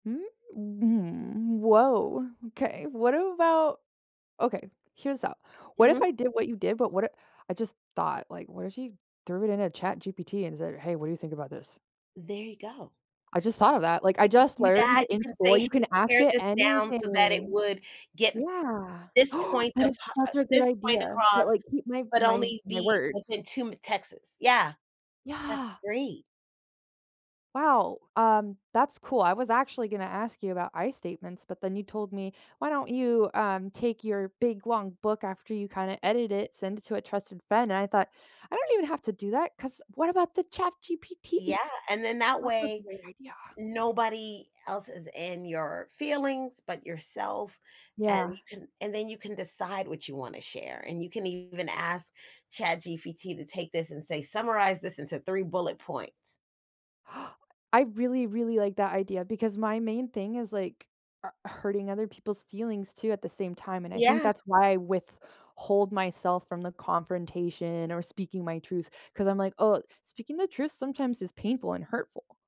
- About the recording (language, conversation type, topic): English, advice, How can I stop feeling ashamed when I don't speak up in important situations?
- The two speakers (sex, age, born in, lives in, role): female, 35-39, United States, United States, user; female, 45-49, United States, United States, advisor
- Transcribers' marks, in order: put-on voice: "Hey, what do you think about this?"; gasp; tapping; gasp